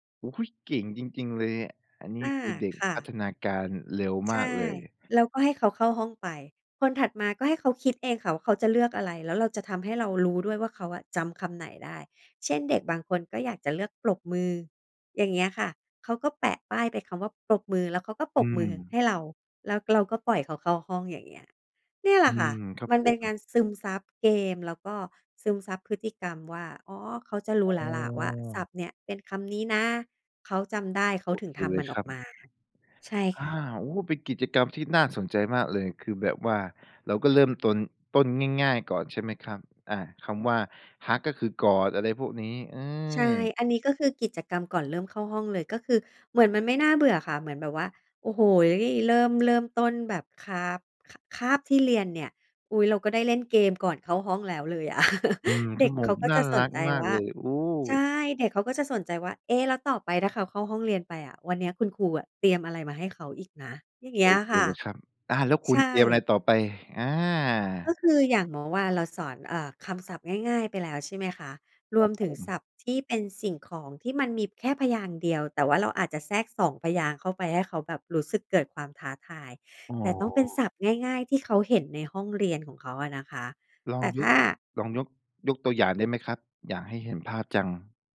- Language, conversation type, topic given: Thai, podcast, คุณอยากให้เด็ก ๆ สนุกกับการเรียนได้อย่างไรบ้าง?
- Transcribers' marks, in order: other background noise; in English: "Hug"; chuckle